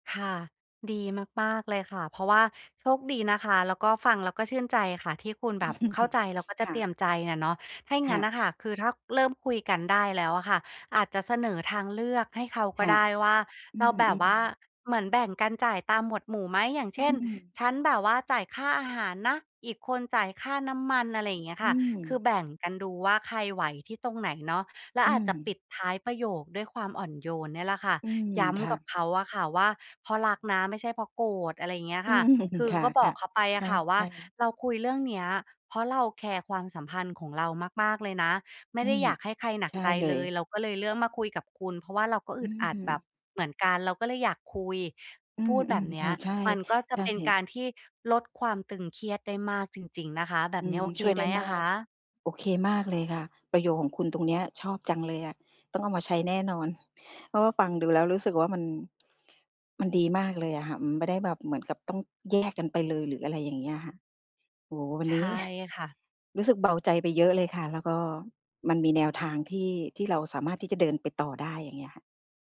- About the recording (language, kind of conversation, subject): Thai, advice, คุณควรเริ่มคุยเรื่องแบ่งค่าใช้จ่ายกับเพื่อนหรือคนรักอย่างไรเมื่อรู้สึกอึดอัด?
- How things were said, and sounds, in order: chuckle; other background noise